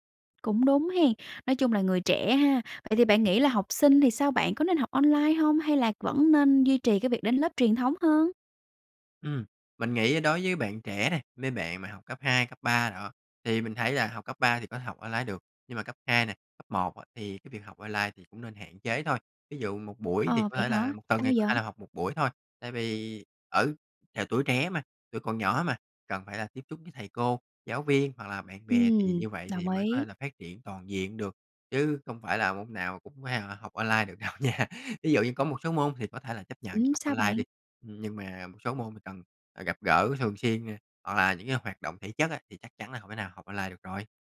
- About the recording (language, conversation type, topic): Vietnamese, podcast, Bạn nghĩ sao về việc học trực tuyến thay vì đến lớp?
- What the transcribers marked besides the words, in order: tapping; unintelligible speech; laughing while speaking: "đâu nha"